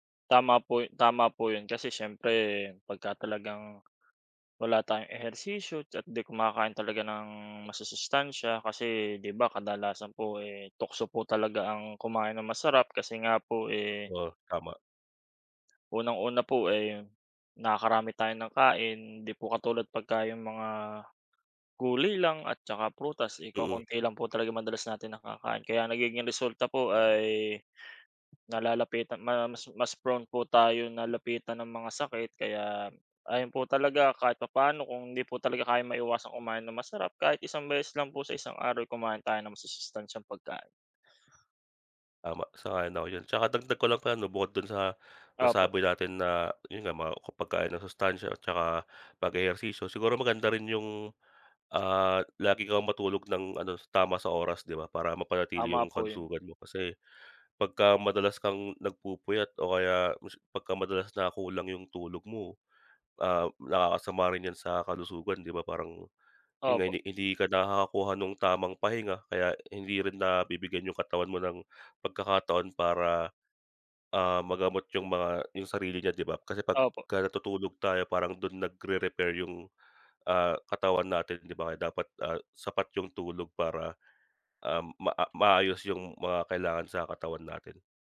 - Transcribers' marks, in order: none
- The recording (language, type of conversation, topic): Filipino, unstructured, Ano ang ginagawa mo araw-araw para mapanatili ang kalusugan mo?